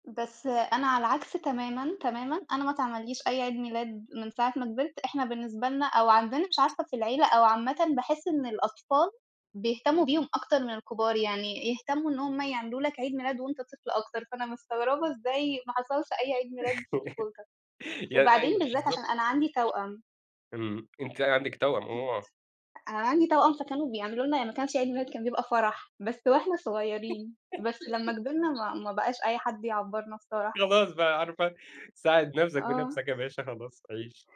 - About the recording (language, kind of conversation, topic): Arabic, unstructured, إيه أحلى عيد ميلاد احتفلت بيه وإنت صغير؟
- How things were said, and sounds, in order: tapping; laugh; unintelligible speech; laugh